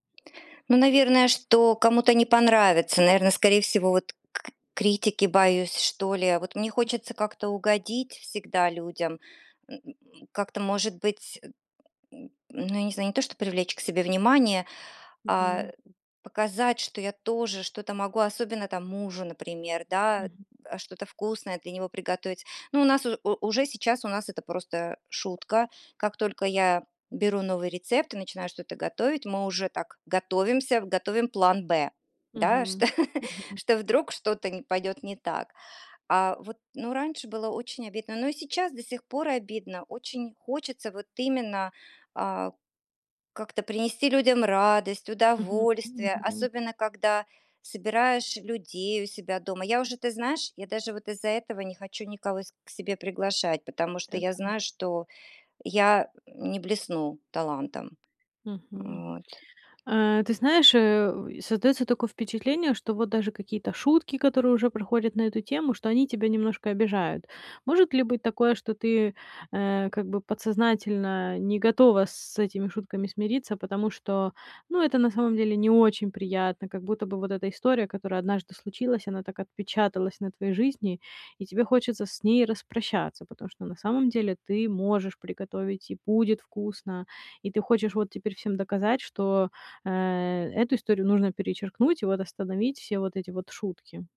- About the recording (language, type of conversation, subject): Russian, advice, Как перестать бояться ошибок, когда готовишь новые блюда?
- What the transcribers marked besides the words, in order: tapping; chuckle